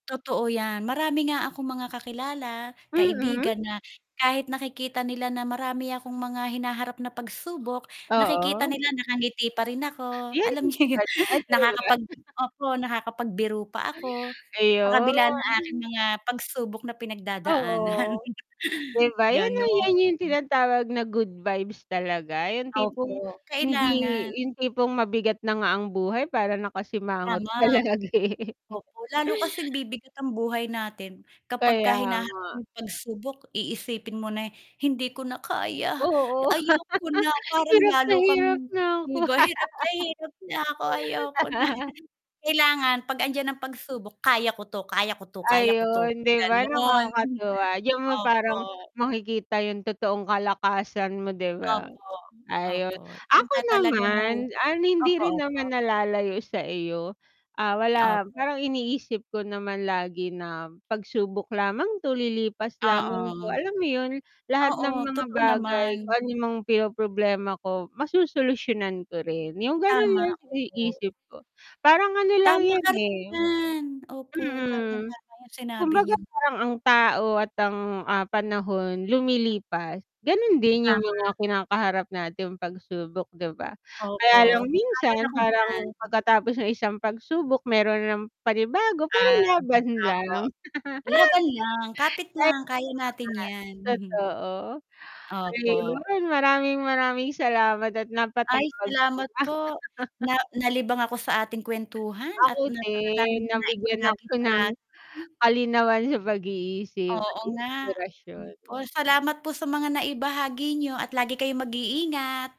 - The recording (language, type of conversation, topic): Filipino, unstructured, Ano ang mga pangarap mo sa hinaharap?
- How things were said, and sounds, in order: static; distorted speech; unintelligible speech; chuckle; laughing while speaking: "'yun"; laughing while speaking: "pinagdadaanan"; chuckle; laughing while speaking: "pa lagi"; put-on voice: "Hindi ko na kaya, ayoko na"; laugh; put-on voice: "Hirap na hirap na ako. Ayoko na"; chuckle; laugh; chuckle; chuckle; laugh; unintelligible speech; laugh